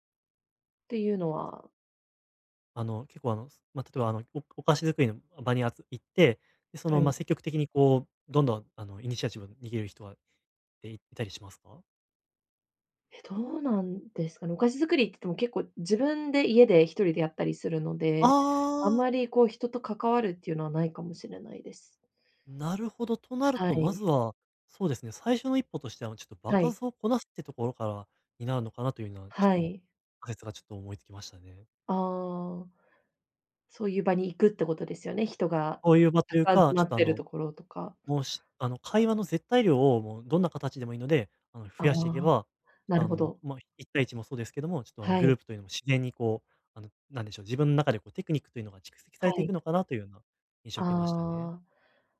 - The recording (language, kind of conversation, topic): Japanese, advice, グループの集まりで、どうすれば自然に会話に入れますか？
- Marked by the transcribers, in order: other background noise; joyful: "ああ"